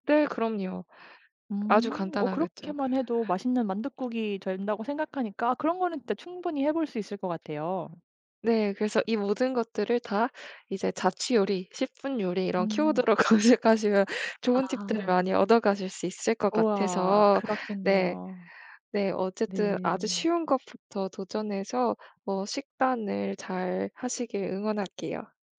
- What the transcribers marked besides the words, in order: tapping; other background noise; laughing while speaking: "검색하시면"
- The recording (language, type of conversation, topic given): Korean, advice, 새로운 식단(채식·저탄수 등)을 꾸준히 유지하기가 왜 이렇게 힘들까요?